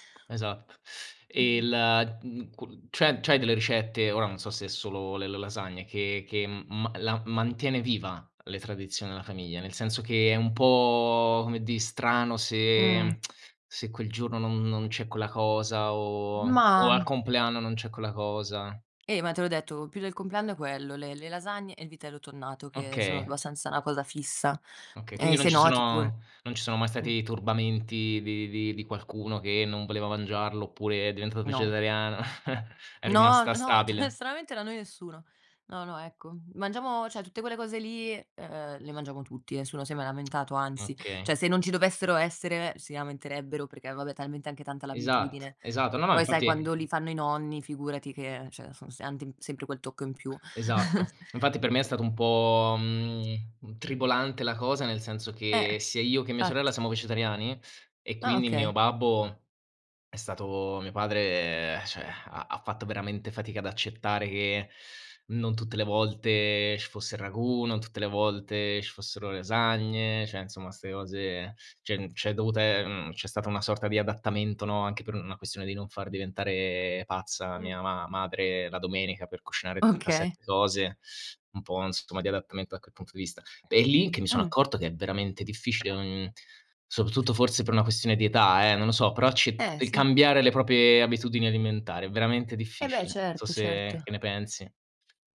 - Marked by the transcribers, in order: tapping; other background noise; tongue click; chuckle; laughing while speaking: "ta"; "cioè" said as "ceh"; tsk; "cioè" said as "ceh"; "cioè" said as "ceh"; chuckle; "cioè" said as "ceh"; sigh; "cioè" said as "ceh"; "insomma" said as "nsomma"; laughing while speaking: "Okay"; "insomma" said as "nsomma"; "proprie" said as "propie"
- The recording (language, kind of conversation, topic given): Italian, unstructured, Qual è la ricetta che ti ricorda l’infanzia?
- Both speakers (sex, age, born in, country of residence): female, 25-29, Italy, Italy; male, 25-29, Italy, Italy